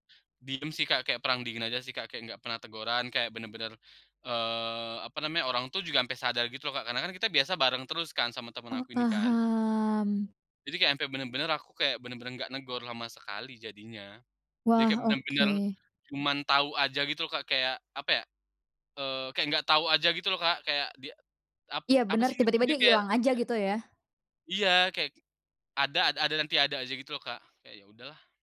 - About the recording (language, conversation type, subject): Indonesian, podcast, Apa lagu pengiring yang paling berkesan buatmu saat remaja?
- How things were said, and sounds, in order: drawn out: "paham"; tapping